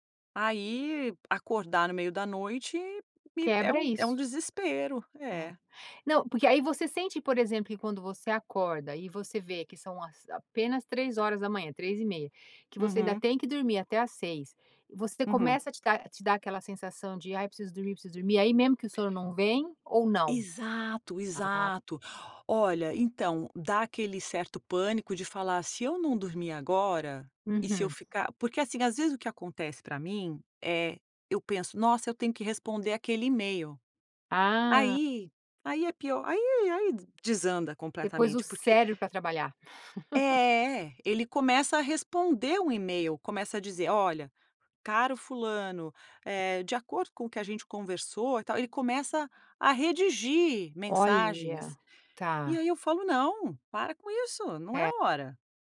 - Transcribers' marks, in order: laugh
- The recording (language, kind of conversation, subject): Portuguese, podcast, O que você costuma fazer quando não consegue dormir?